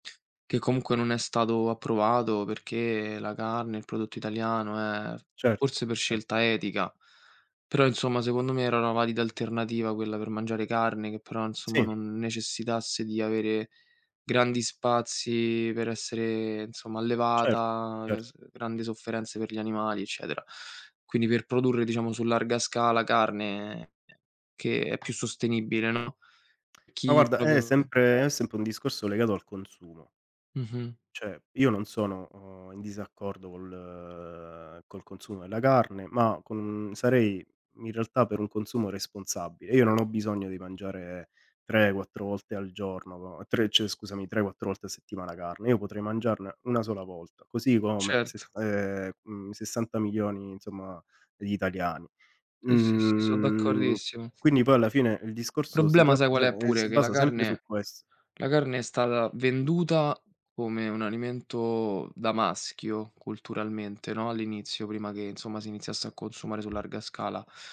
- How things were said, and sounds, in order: other background noise; tapping; "proprio" said as "propo"; "Cioè" said as "ceh"; drawn out: "col"; "cioè" said as "ceh"; drawn out: "Mhmm"
- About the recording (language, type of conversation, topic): Italian, unstructured, Quanto potrebbe cambiare il mondo se tutti facessero piccoli gesti ecologici?